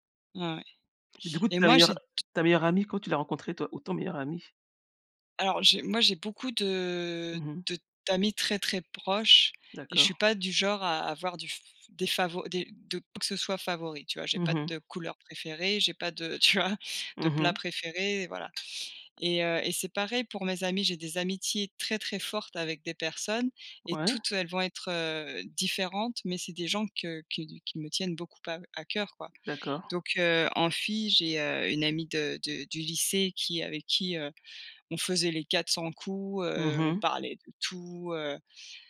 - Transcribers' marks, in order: tapping; drawn out: "de"; laughing while speaking: "tu vois ?"
- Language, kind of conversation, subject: French, unstructured, Comment as-tu rencontré ta meilleure amie ou ton meilleur ami ?